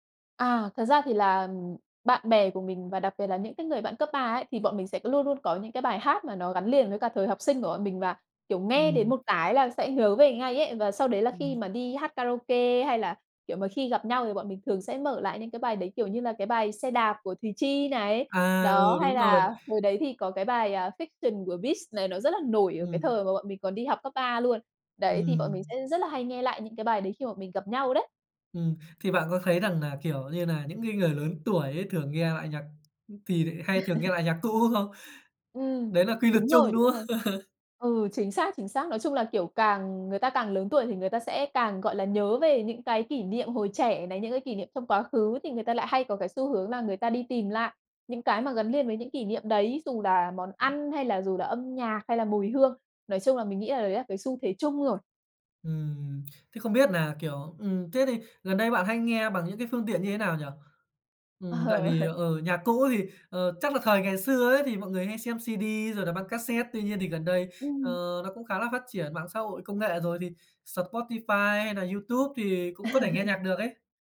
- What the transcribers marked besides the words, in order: tapping; laugh; laugh; other background noise; laughing while speaking: "Ờ, ờ"; laugh
- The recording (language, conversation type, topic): Vietnamese, podcast, Bạn có hay nghe lại những bài hát cũ để hoài niệm không, và vì sao?